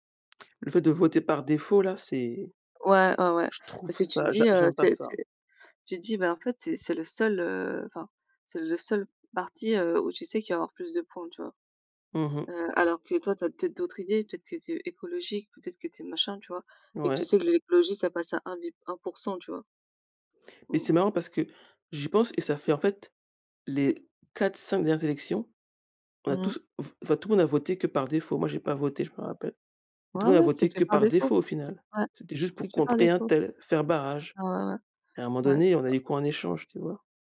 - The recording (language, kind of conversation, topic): French, unstructured, Que penses-tu de l’importance de voter aux élections ?
- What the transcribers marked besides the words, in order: other noise